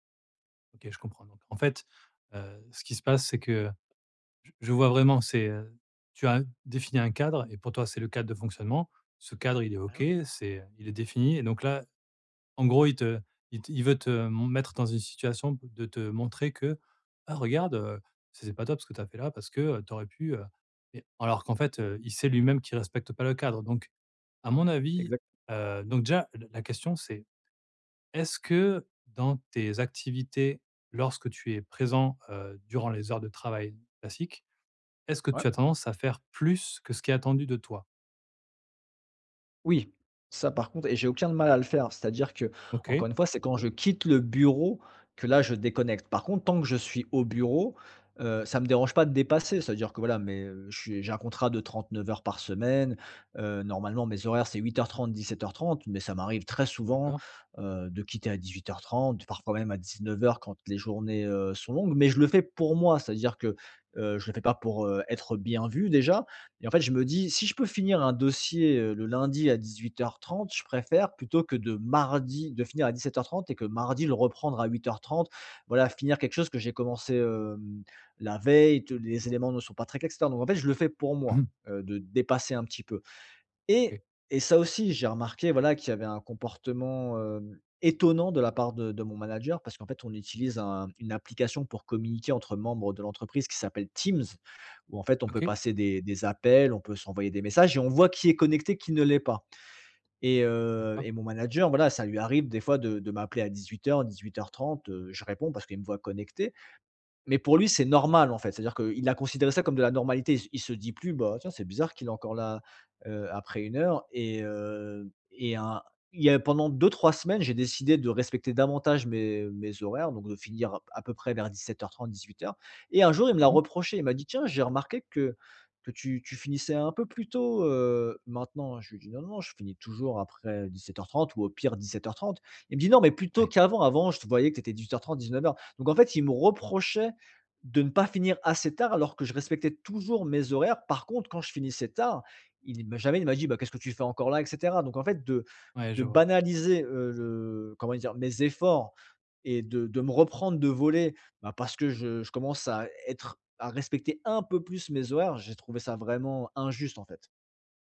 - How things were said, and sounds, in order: other background noise; unintelligible speech; stressed: "très"; stressed: "pour moi"; stressed: "étonnant"; stressed: "normal"; stressed: "banaliser"
- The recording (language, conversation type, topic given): French, advice, Comment poser des limites claires entre mon travail et ma vie personnelle sans culpabiliser ?